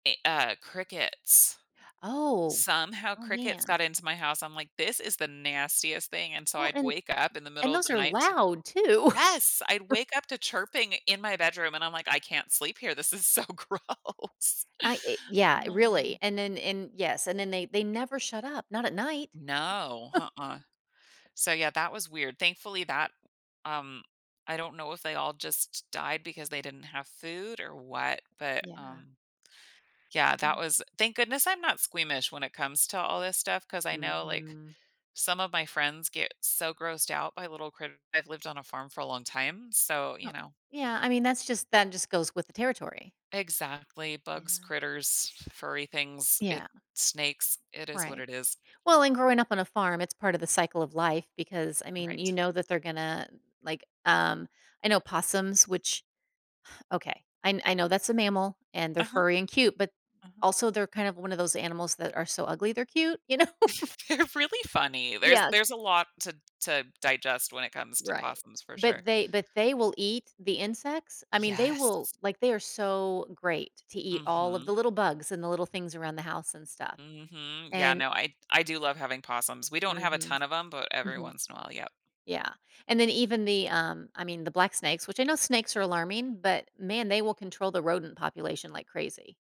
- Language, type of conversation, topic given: English, advice, How can I meaningfully celebrate and make the most of my recent achievement?
- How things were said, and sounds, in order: chuckle; laughing while speaking: "so gross"; "nuh-uh" said as "huh-uh"; chuckle; laughing while speaking: "you know?"; chuckle; laughing while speaking: "They're"